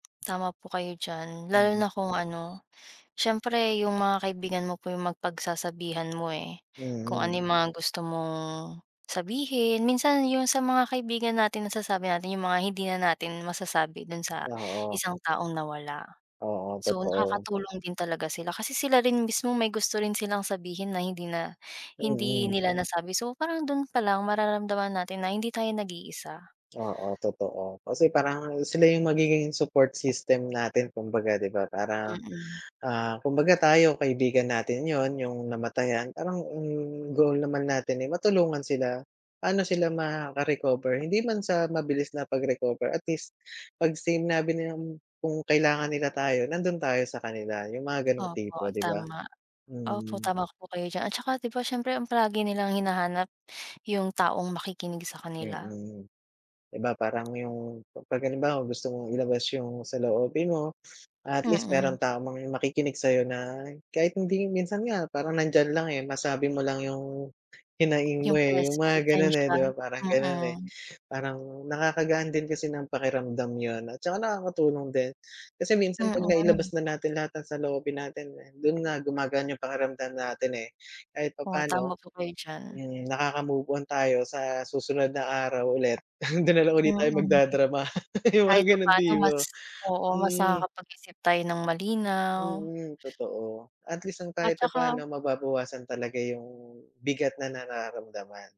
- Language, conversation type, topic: Filipino, unstructured, Ano ang mga aral na natutunan mo mula sa pagkawala ng isang mahal sa buhay?
- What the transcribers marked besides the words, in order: tapping; other background noise; snort; laughing while speaking: "'yung mga ganong tipo"